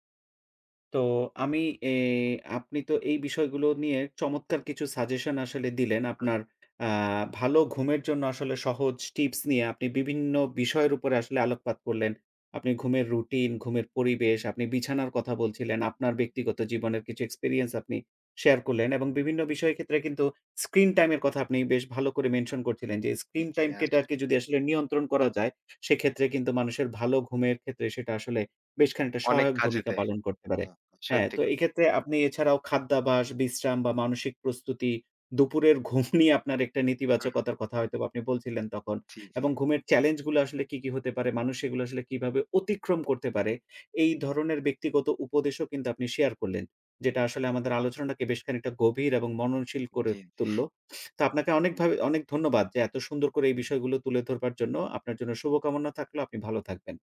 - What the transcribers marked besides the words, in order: in English: "experience"; tapping; in English: "mention"; "টাইমটাকে" said as "টাইমকেটাকে"; other background noise; laughing while speaking: "ঘুম নিয়ে"; other noise
- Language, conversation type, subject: Bengali, podcast, ভালো ঘুমের জন্য আপনার সহজ টিপসগুলো কী?